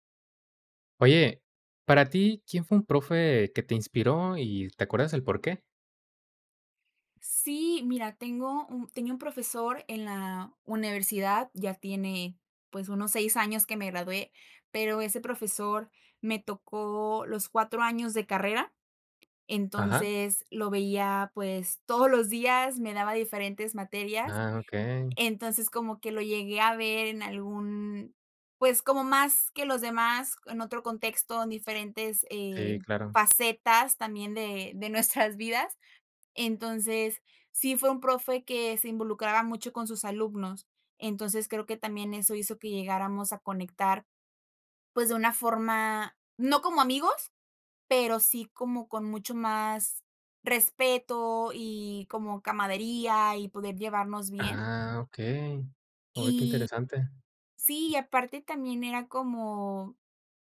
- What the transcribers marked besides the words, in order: tapping; laughing while speaking: "nuestras vidas"; "camaradería" said as "camadería"; other background noise
- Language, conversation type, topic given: Spanish, podcast, ¿Qué profesor o profesora te inspiró y por qué?